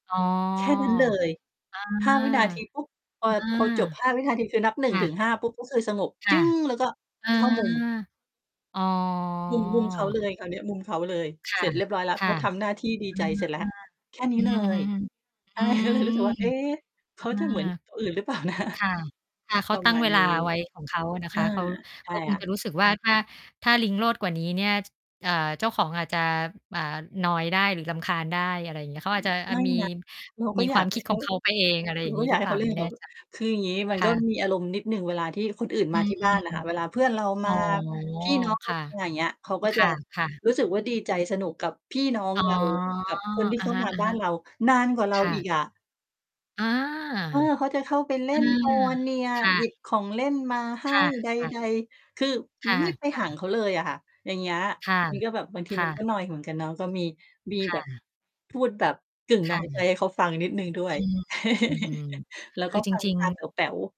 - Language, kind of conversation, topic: Thai, unstructured, กิจกรรมใดที่ทำให้คุณมีความสุขมากที่สุด?
- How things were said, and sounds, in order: static; distorted speech; tapping; drawn out: "อ๋อ"; mechanical hum; chuckle; laughing while speaking: "เปล่านะ ?"; chuckle; drawn out: "อ๋อ"; chuckle